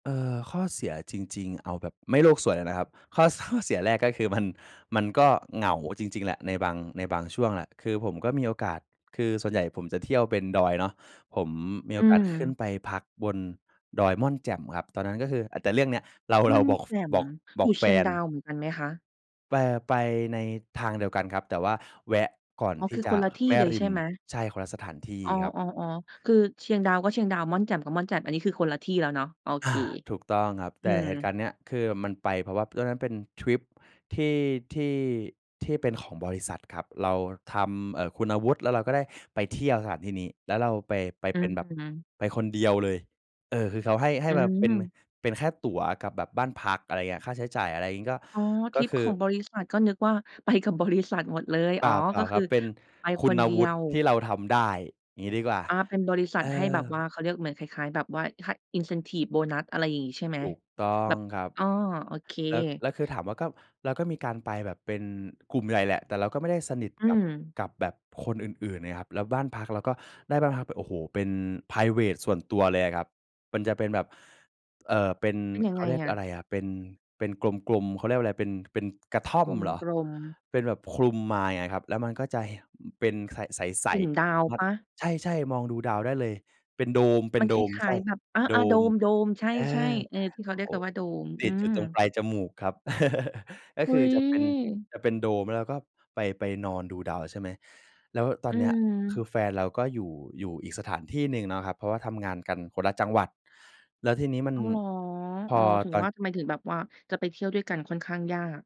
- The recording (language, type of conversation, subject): Thai, podcast, ข้อดีข้อเสียของการเที่ยวคนเดียว
- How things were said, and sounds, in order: put-on voice: "ข้อ"; laughing while speaking: "เรา เรา"; tapping; in English: "incentive"; chuckle